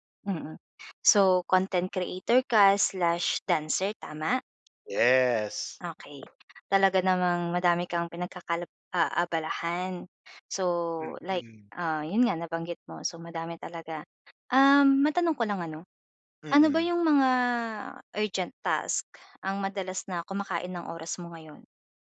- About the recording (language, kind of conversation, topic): Filipino, advice, Paano ko mababalanse ang mga agarang gawain at mga pangmatagalang layunin?
- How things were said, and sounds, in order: other noise